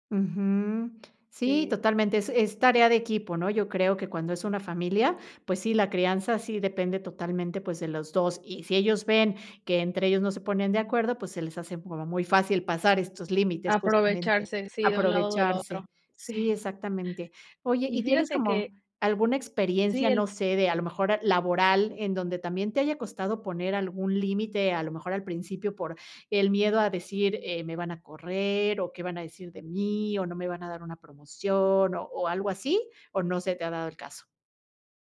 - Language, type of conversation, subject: Spanish, podcast, ¿Cómo reaccionas cuando alguien cruza tus límites?
- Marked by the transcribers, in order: none